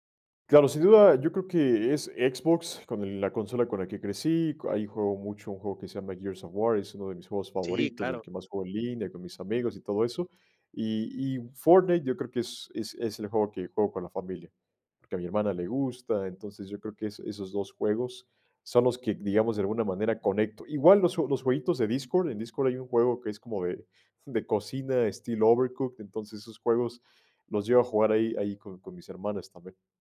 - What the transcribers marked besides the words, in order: other background noise
- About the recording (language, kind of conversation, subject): Spanish, podcast, ¿Cómo influye la tecnología en sentirte acompañado o aislado?